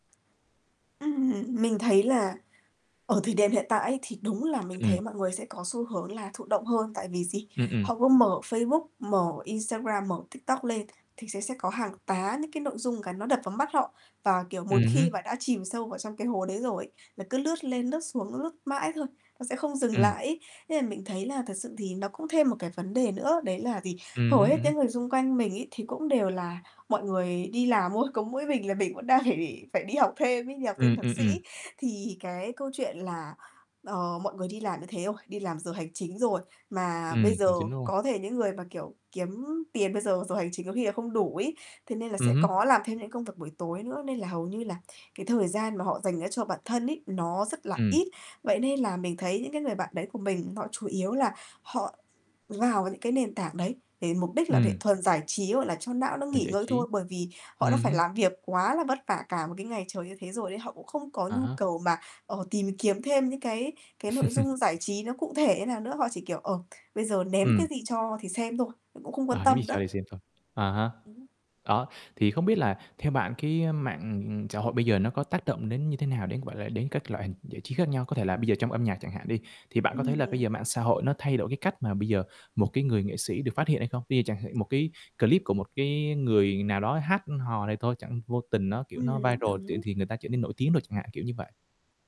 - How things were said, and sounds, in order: static; tapping; other background noise; laughing while speaking: "để"; chuckle; distorted speech; in English: "viral"
- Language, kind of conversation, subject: Vietnamese, podcast, Mạng xã hội đã thay đổi cách chúng ta tiêu thụ nội dung giải trí như thế nào?